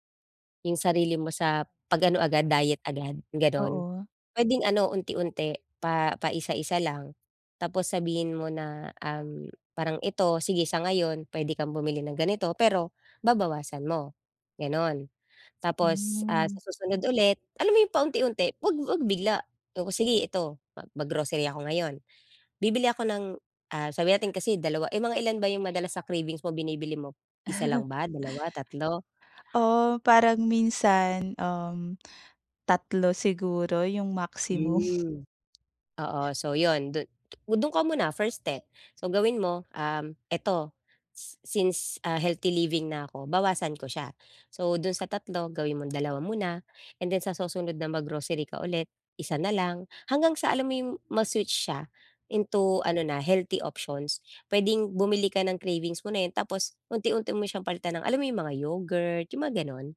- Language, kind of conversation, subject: Filipino, advice, Paano ako makakapagbadyet at makakapamili nang matalino sa araw-araw?
- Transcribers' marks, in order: tapping; other noise; chuckle